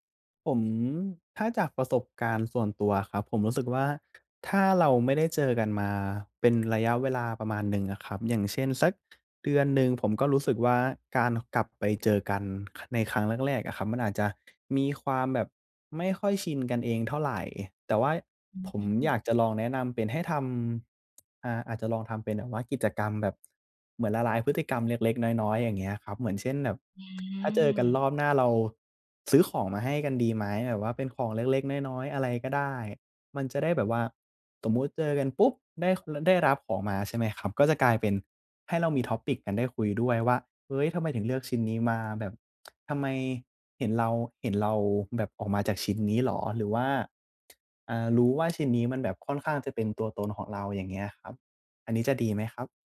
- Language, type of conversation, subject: Thai, advice, ทำอย่างไรให้รักษาและสร้างมิตรภาพให้ยืนยาวและแน่นแฟ้นขึ้น?
- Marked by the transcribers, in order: tapping; in English: "Topic"